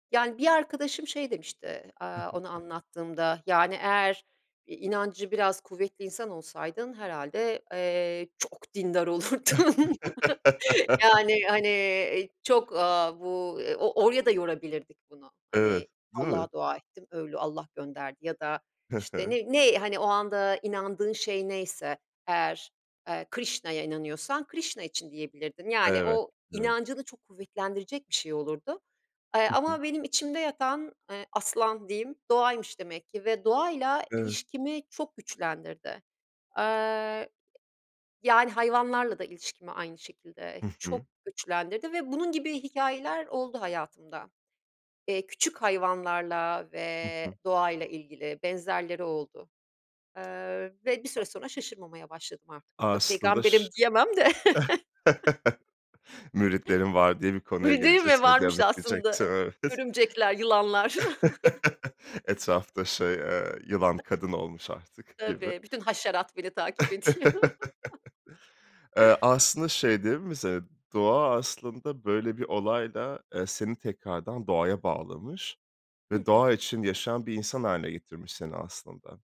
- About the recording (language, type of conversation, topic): Turkish, podcast, Doğayla ilgili en unutulmaz anını anlatır mısın?
- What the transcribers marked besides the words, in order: other background noise; chuckle; tapping; chuckle; unintelligible speech; chuckle; other noise; chuckle